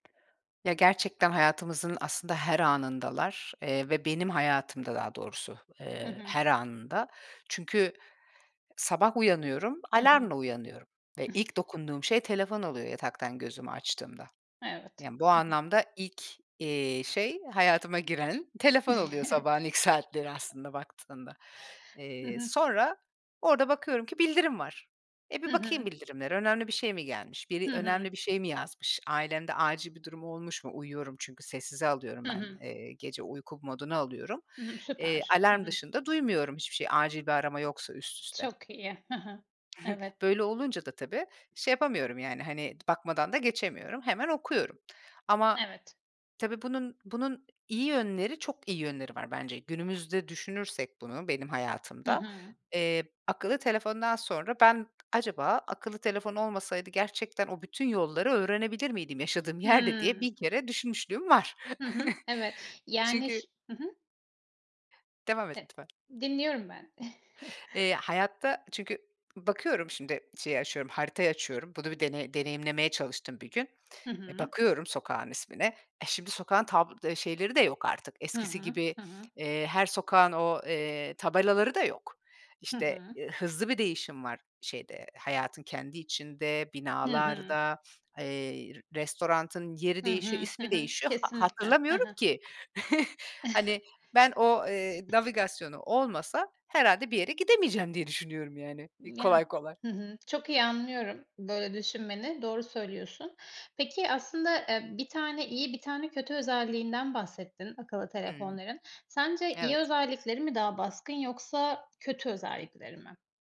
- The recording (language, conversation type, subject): Turkish, podcast, Akıllı telefon kullanım alışkanlıkların hakkında ne düşünüyorsun; son yıllarda neler değişti?
- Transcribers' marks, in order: tapping; chuckle; other background noise; chuckle; laughing while speaking: "yerde"; chuckle; chuckle; "restoranın" said as "restorantın"; chuckle; laughing while speaking: "diye düşünüyorum, yani, iii, kolay kolay"